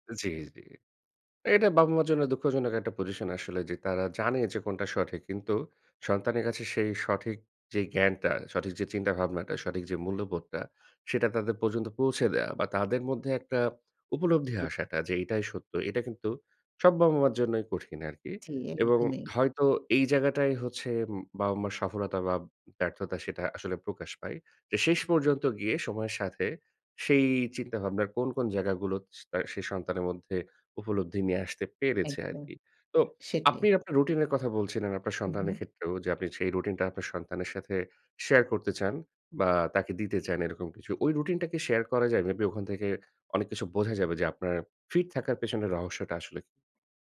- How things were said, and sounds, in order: tapping
- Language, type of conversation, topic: Bengali, podcast, জিমে না গিয়ে কীভাবে ফিট থাকা যায়?